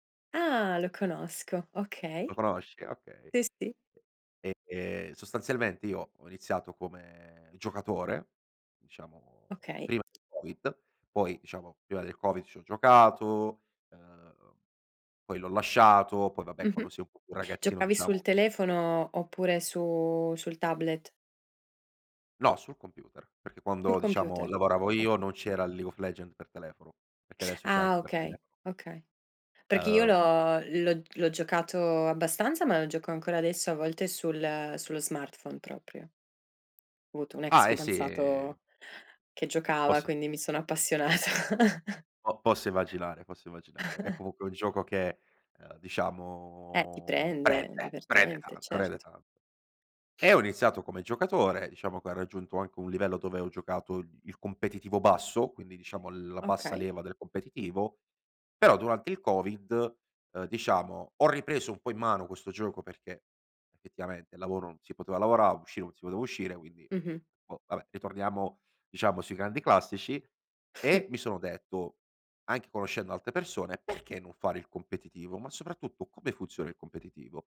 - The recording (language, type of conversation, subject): Italian, podcast, Che ruolo ha la curiosità nella tua crescita personale?
- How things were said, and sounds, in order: other background noise; tapping; laughing while speaking: "appassionata"; chuckle; chuckle